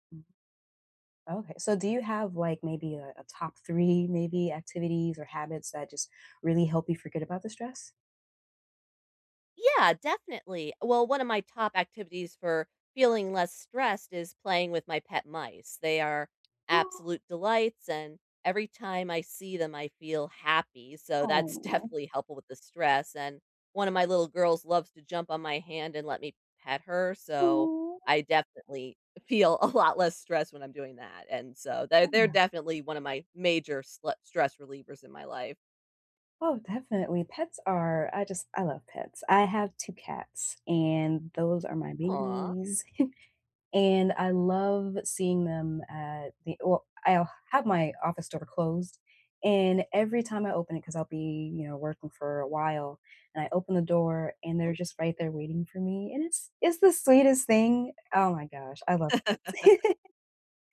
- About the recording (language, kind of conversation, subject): English, unstructured, What’s the best way to handle stress after work?
- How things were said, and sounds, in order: tapping; laughing while speaking: "definitely"; laughing while speaking: "feel a lot"; chuckle; other background noise; laugh; giggle